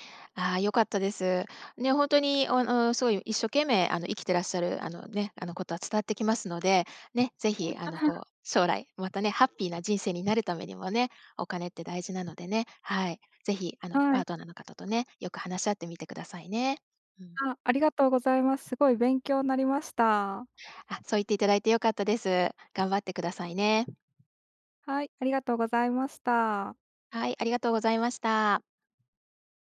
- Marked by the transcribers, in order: laugh; other noise
- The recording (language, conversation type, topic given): Japanese, advice, 将来のためのまとまった貯金目標が立てられない